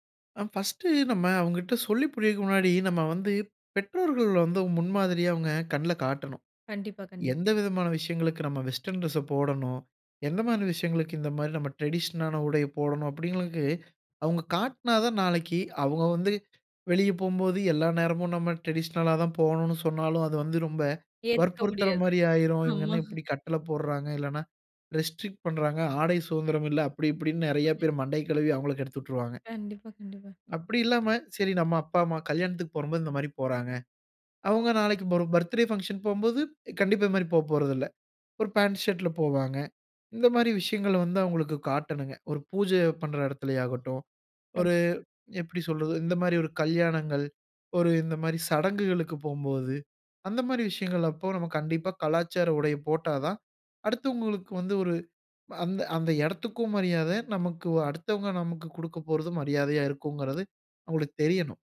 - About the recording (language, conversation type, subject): Tamil, podcast, குழந்தைகளுக்கு கலாச்சார உடை அணியும் மரபை நீங்கள் எப்படி அறிமுகப்படுத்துகிறீர்கள்?
- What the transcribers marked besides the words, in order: in English: "ஃபர்ஸ்ட்"; "புரியவைக்கிற" said as "புரியக்க"; in English: "வெஸ்டர்ன் டிரெஸஸ"; in English: "டிரடிஷனலான"; "அப்பிடிங்கிறவங்களுக்கு" said as "அப்பிடிங்களுக்கு"; laughing while speaking: "ஆமா"; in English: "ரெஸ்ட்ரிக்ட்"; unintelligible speech; "போகும்போது" said as "போறம்போது"; unintelligible speech; in English: "பர்த்டே பங்ஷன்"; unintelligible speech